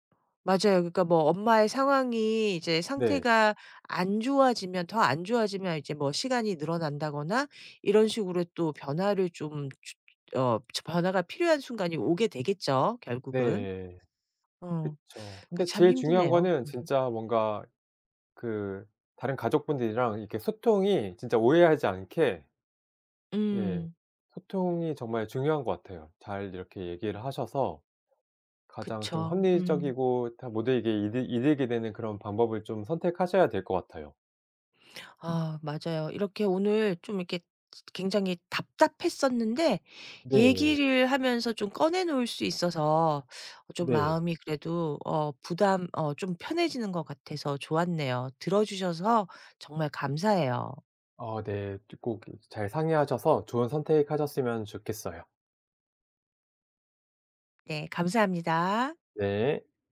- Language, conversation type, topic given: Korean, advice, 가족 돌봄 책임에 대해 어떤 점이 가장 고민되시나요?
- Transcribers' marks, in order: tapping; other background noise